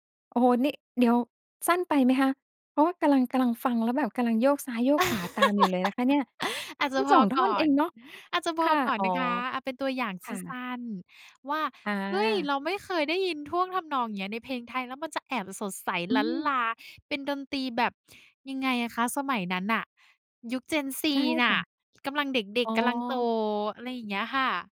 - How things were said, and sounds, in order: laugh
- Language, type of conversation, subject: Thai, podcast, เพลงไทยหรือเพลงต่างประเทศ เพลงไหนสะท้อนความเป็นตัวคุณมากกว่ากัน?